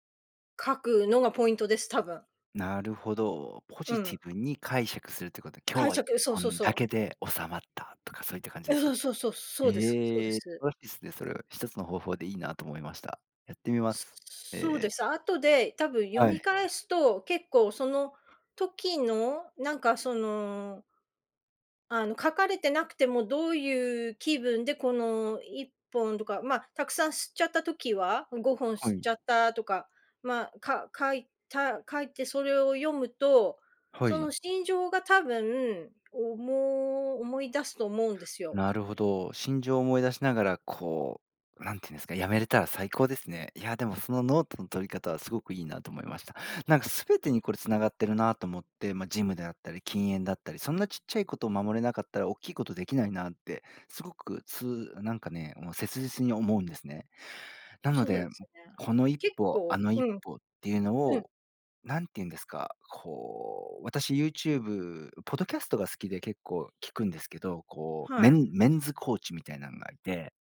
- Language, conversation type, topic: Japanese, advice, 自分との約束を守れず、目標を最後までやり抜けないのはなぜですか？
- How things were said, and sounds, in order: unintelligible speech